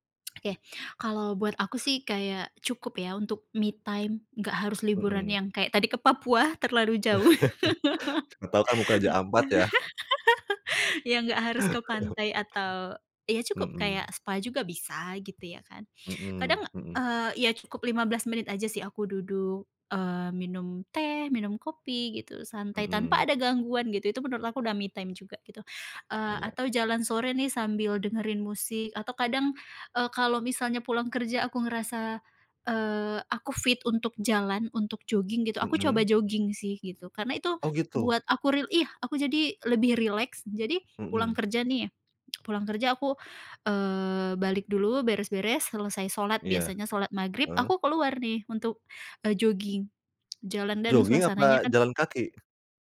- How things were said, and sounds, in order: in English: "me time"; chuckle; laugh; chuckle; in English: "me time"; other background noise
- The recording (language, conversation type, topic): Indonesian, podcast, Bagaimana cara kamu mengelola stres sehari-hari?